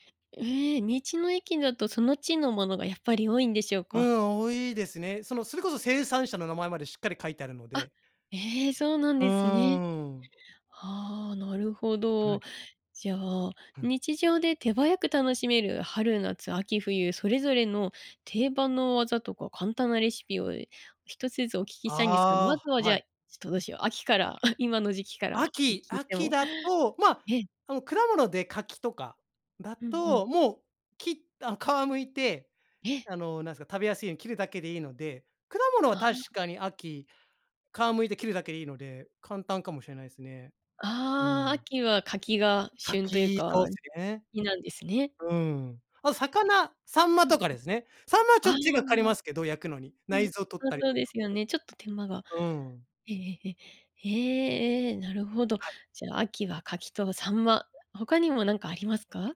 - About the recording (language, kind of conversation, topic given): Japanese, podcast, 季節の食材をどう楽しんでる？
- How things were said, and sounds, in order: chuckle; other background noise